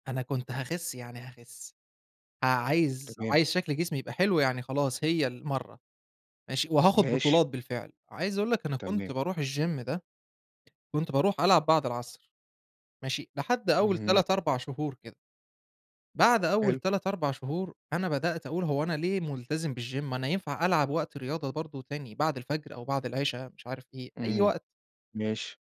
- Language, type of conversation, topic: Arabic, podcast, إيه هي اللحظة اللي غيّرت مجرى حياتك؟
- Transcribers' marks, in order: in English: "الgym"; in English: "بالgym"